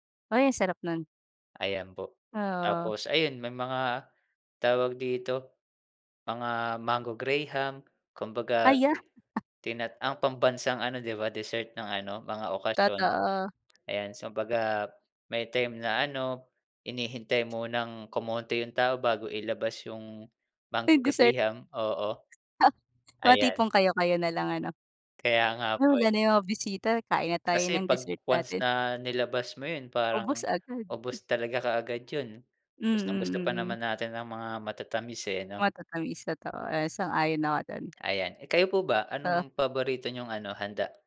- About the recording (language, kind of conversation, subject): Filipino, unstructured, Paano mo ipinagdiriwang ang Pasko sa inyong tahanan?
- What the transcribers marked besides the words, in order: chuckle; tapping; scoff